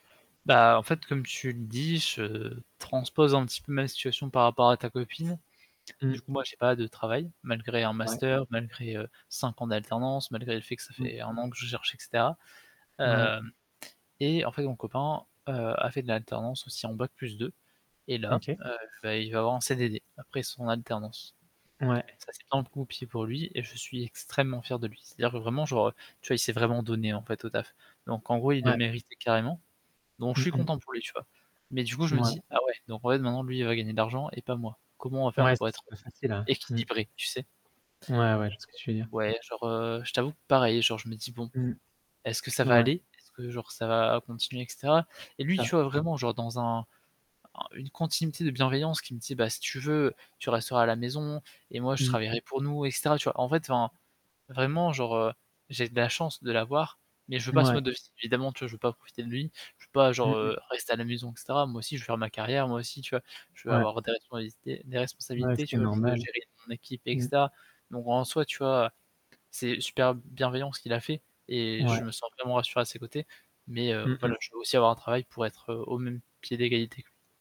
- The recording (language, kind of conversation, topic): French, podcast, Comment gères-tu le fameux « et si » qui te paralyse ?
- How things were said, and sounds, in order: static; other background noise; distorted speech; unintelligible speech; "responsabilités" said as "responisités"